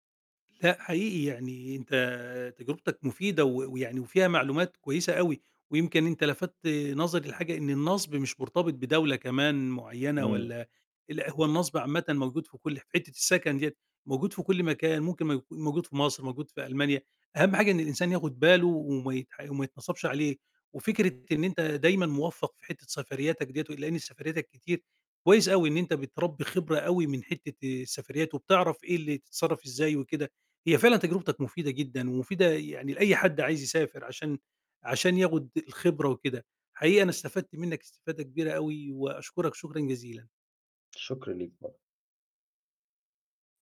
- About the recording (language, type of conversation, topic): Arabic, podcast, إيه معاييرك لما تيجي تختار بلد تهاجر لها؟
- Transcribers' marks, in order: tapping; unintelligible speech